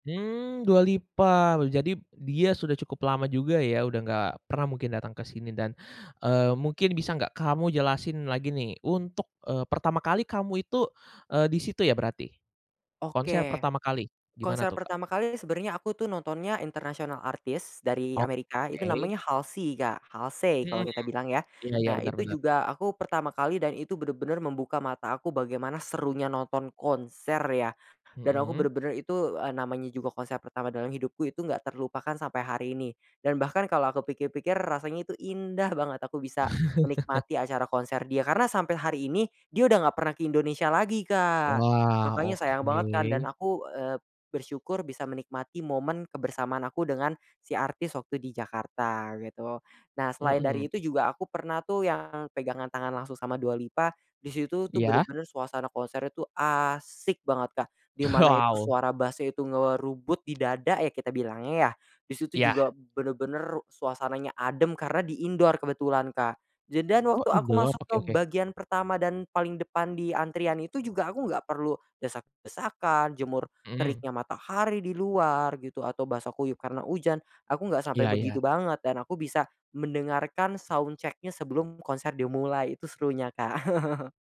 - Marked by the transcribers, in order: chuckle; other background noise; tapping; chuckle; in English: "indoor"; in English: "soundcheck-nya"; chuckle
- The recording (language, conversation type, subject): Indonesian, podcast, Pernah menonton festival musik? Seperti apa suasananya?